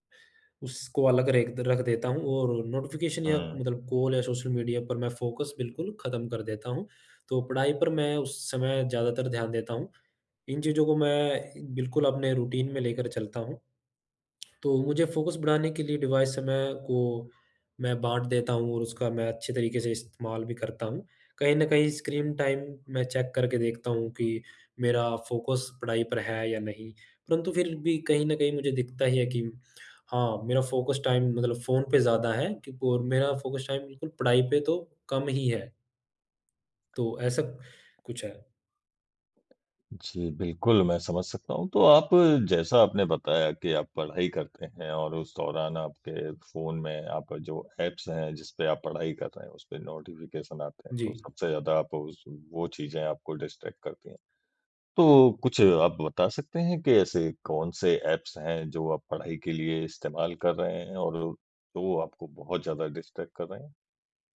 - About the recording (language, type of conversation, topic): Hindi, advice, फोकस बढ़ाने के लिए मैं अपने फोन और नोटिफिकेशन पर सीमाएँ कैसे लगा सकता/सकती हूँ?
- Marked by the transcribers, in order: in English: "नोटिफ़िकेशन"; in English: "फोकस"; tapping; other noise; in English: "रूटीन"; in English: "फोकस"; in English: "डिवाइस"; other background noise; in English: "स्क्रीन टाइम"; in English: "चेक"; in English: "फोकस"; in English: "फोकस टाइम"; in English: "फोकस टाइम"; in English: "ऐप्स"; in English: "नोटिफ़िकेशन"; in English: "डिस्ट्रैक्ट"; in English: "ऐप्स"; in English: "डिस्ट्रैक्ट"